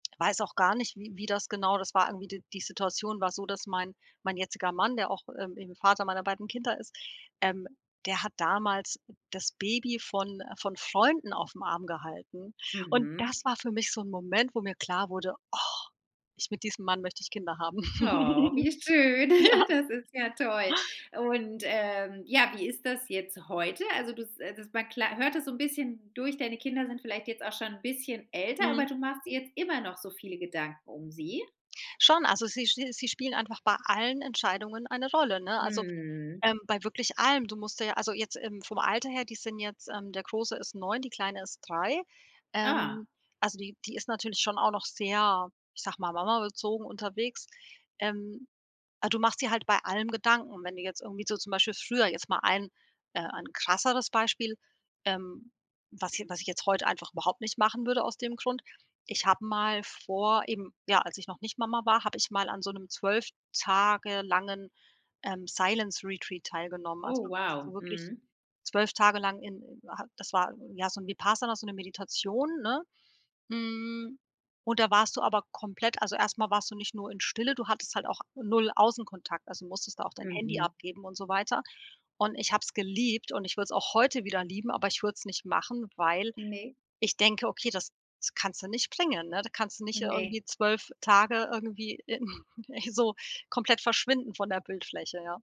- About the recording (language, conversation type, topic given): German, podcast, Was hat die Geburt eines Kindes für dich verändert?
- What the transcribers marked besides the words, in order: other background noise; giggle; laughing while speaking: "Ja"; in English: "Silence Retreat"; drawn out: "Hm"; laughing while speaking: "in"